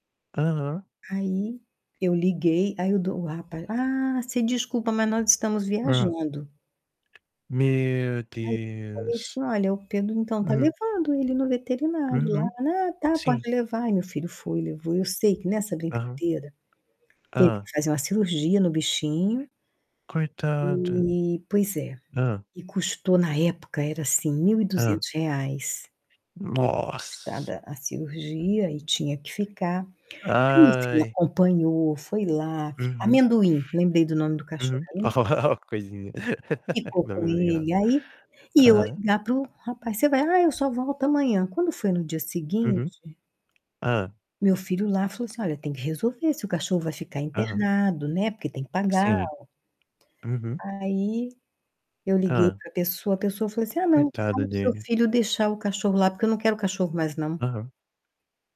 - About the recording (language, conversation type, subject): Portuguese, unstructured, Como convencer alguém a não abandonar um cachorro ou um gato?
- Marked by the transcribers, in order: static; other background noise; tapping; distorted speech; unintelligible speech; unintelligible speech; laugh; laugh; unintelligible speech